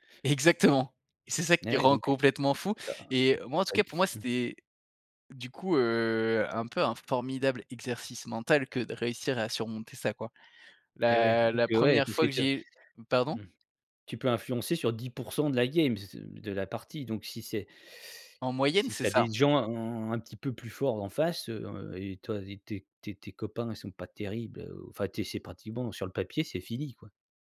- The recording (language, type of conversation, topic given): French, podcast, Quelles peurs as-tu dû surmonter pour te remettre à un ancien loisir ?
- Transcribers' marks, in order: tapping